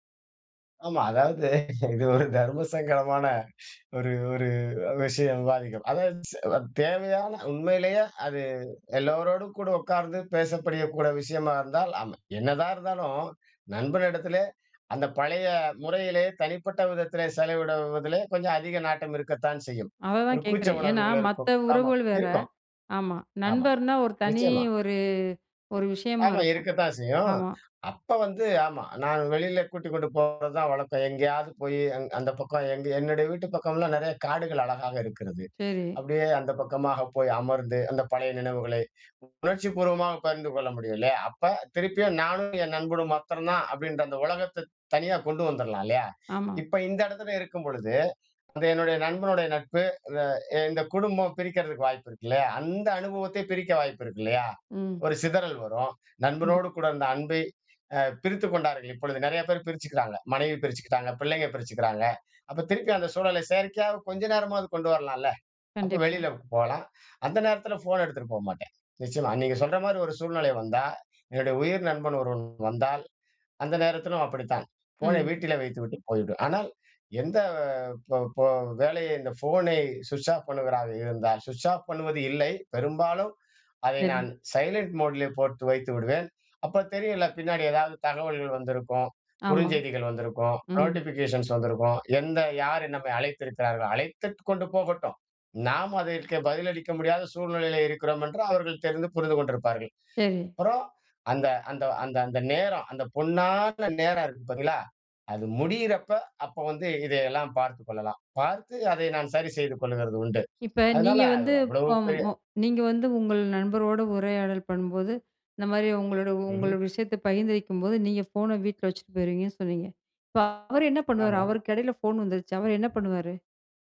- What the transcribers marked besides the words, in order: laughing while speaking: "இது ஒரு தர்மசங்கடமான ஒரு ஒரு விஷயம் விவாதிக்கும்"; "பேசக்கூடிய" said as "பேசப்படியக்கூடிய"; trusting: "ஆமாம் இருக்கும், ஆமா நிச்சயமா"; in English: "சைலன்ட் மோடுல"; drawn out: "அந்த"; anticipating: "இப்ப நீங்க வந்து, இப்போ ம் … அவரு என்ன பண்ணுவாரு?"; other background noise
- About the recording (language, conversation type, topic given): Tamil, podcast, அன்புள்ள உறவுகளுடன் நேரம் செலவிடும் போது கைபேசி இடைஞ்சலை எப்படித் தவிர்ப்பது?